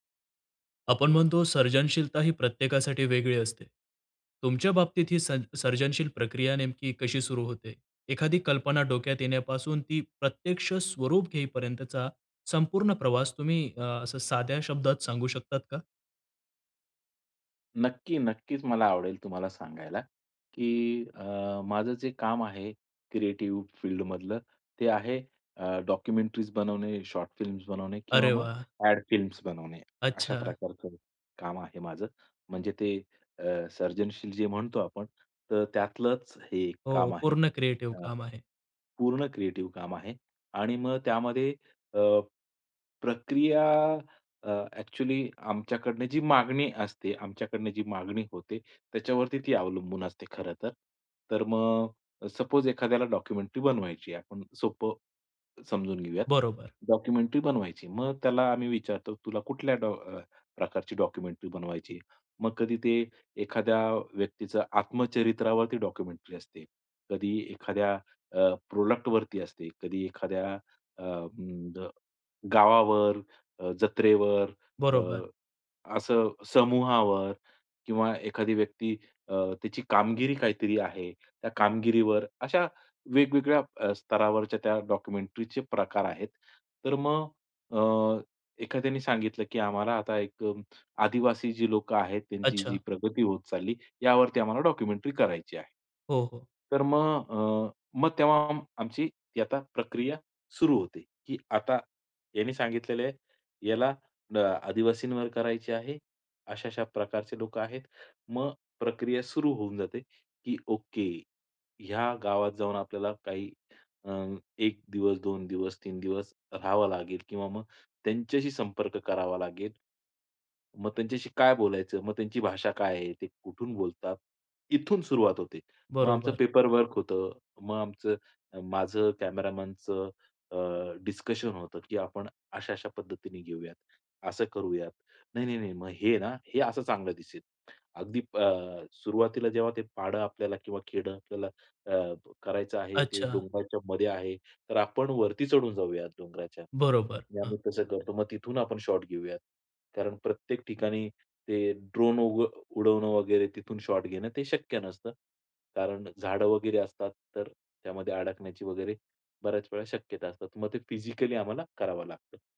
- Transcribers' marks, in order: in English: "क्रिएटिव्ह फील्ड"; in English: "डॉक्युमेंटरीज"; in English: "शॉर्ट फिल्म्स"; in English: "अ‍ॅड फिल्म्स"; in English: "क्रिएटीव"; in English: "क्रिएटिव"; in English: "ॲक्चुअली"; in English: "सपोज"; in English: "डॉक्युमेंटरी"; in English: "डॉक्युमेंटरी"; in English: "डॉक्युमेंटरी"; in English: "डॉक्युमेंटरी"; in English: "प्रोडक्टवरती"; in English: "डॉक्युमेंटरीचे"; in English: "डॉक्युमेंटरी"; in English: "पेपरवर्क"; in English: "कॅमेरामनचं अ, डिस्कशन"; in English: "शॉट"; in English: "शॉट"; in English: "फिजिकली"
- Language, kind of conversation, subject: Marathi, podcast, तुमची सर्जनशील प्रक्रिया साध्या शब्दांत सांगाल का?